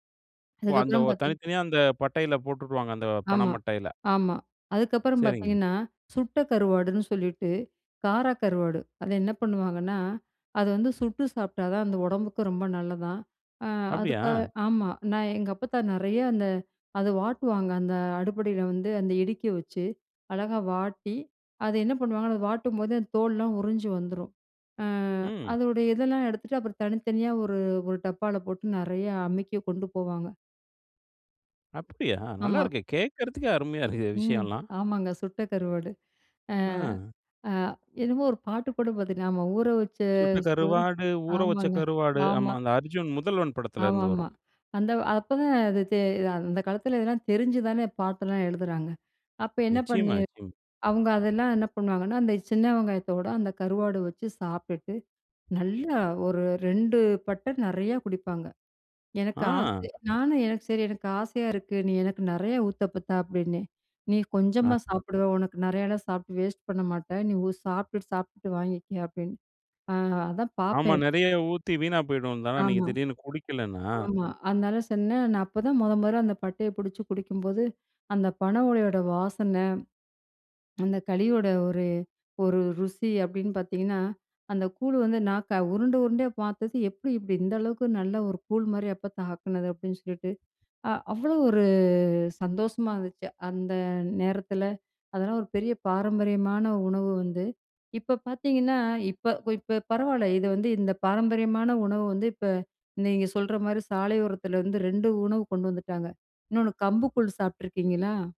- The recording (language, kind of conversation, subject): Tamil, podcast, பழைய பாட்டி மற்றும் தாத்தாவின் பாரம்பரிய சமையல் குறிப்புகளை நீங்கள் இன்னும் பயன்படுத்துகிறீர்களா?
- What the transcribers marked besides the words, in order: surprised: "அப்படியா?"; other noise; singing: "சுட்ட கருவாடு, ஊற வச்ச கருவாடு"; drawn out: "ஒரு"